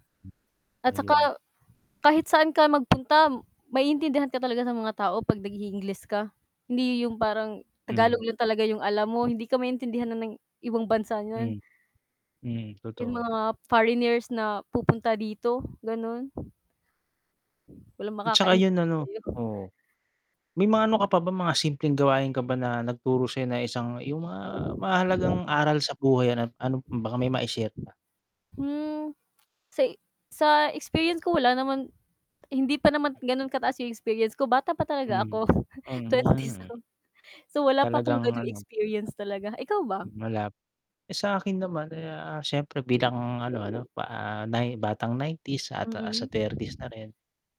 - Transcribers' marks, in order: static; distorted speech; chuckle; mechanical hum
- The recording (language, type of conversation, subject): Filipino, unstructured, Anong simpleng gawain ang nagpapasaya sa iyo araw-araw?